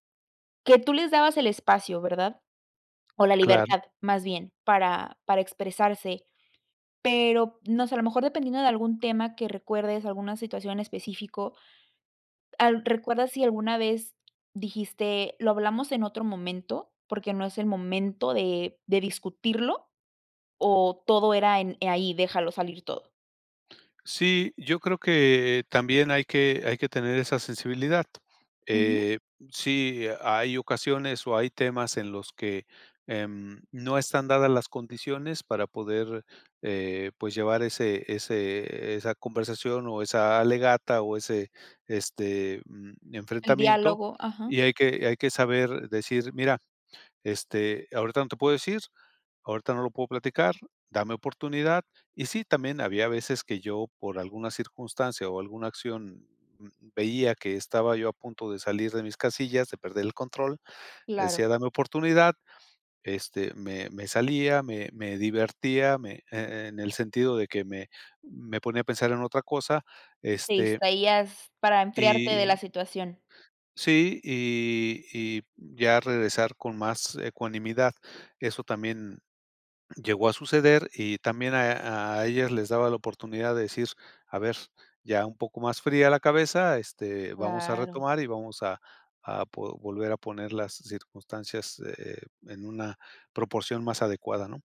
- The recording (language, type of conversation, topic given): Spanish, podcast, ¿Cómo manejas conversaciones difíciles?
- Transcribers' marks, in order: tapping